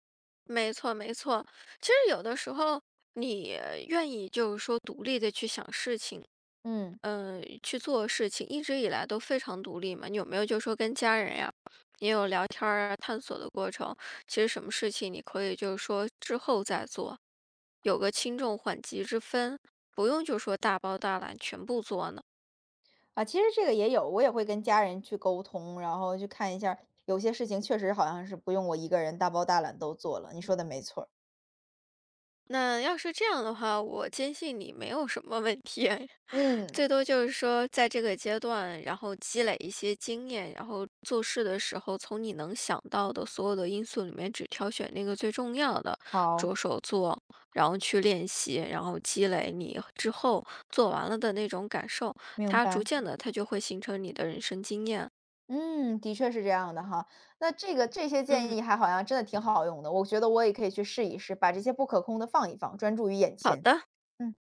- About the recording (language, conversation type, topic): Chinese, advice, 我想停止过度担心，但不知道该从哪里开始，该怎么办？
- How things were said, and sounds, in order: laughing while speaking: "问题"; chuckle